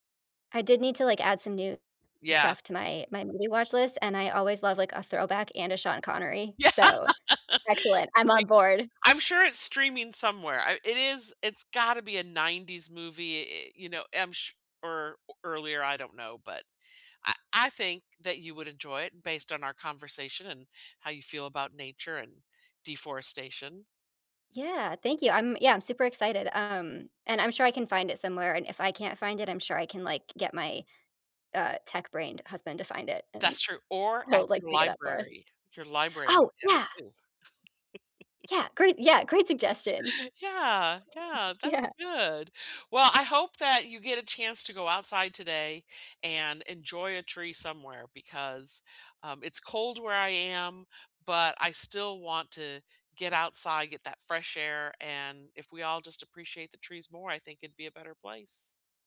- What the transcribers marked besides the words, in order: laughing while speaking: "Yeah"; surprised: "Oh, yeah!"; other background noise; chuckle; laughing while speaking: "Yeah"
- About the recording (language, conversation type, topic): English, unstructured, What emotions do you feel when you see a forest being cut down?
- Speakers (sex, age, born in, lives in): female, 30-34, United States, United States; female, 60-64, United States, United States